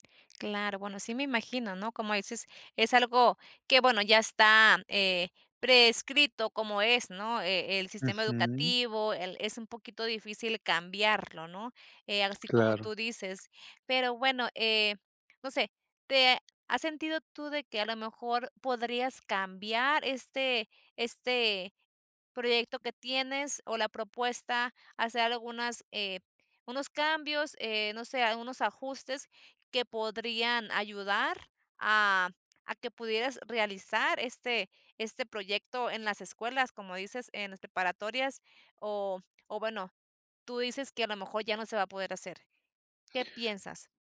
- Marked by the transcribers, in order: other background noise
- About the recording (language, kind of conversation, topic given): Spanish, advice, ¿Cómo sé cuándo debo ajustar una meta y cuándo es mejor abandonarla?